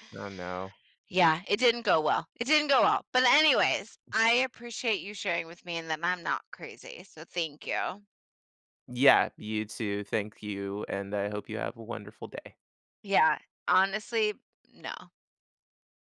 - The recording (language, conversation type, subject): English, unstructured, How can I balance giving someone space while staying close to them?
- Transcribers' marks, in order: tapping